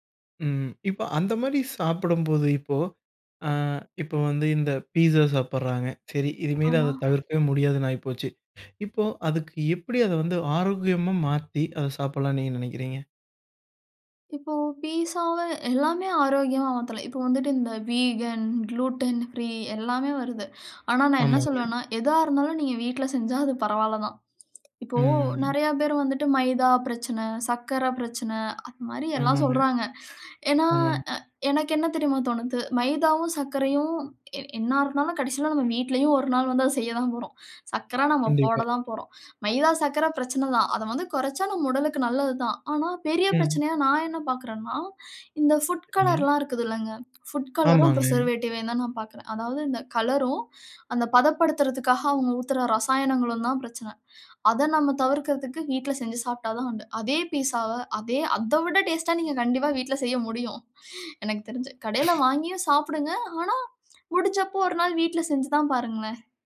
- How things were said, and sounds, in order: inhale; in English: "வீகன், க்ளூட்டன் ஃப்ரீ"; inhale; other background noise; drawn out: "ம்"; teeth sucking; inhale; inhale; in English: "பிரிசர் வேட்டிவ்வயும்"; inhale; inhale; inhale; sniff; lip smack
- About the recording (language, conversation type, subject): Tamil, podcast, ஒரு ஊரின் உணவுப் பண்பாடு பற்றி உங்கள் கருத்து என்ன?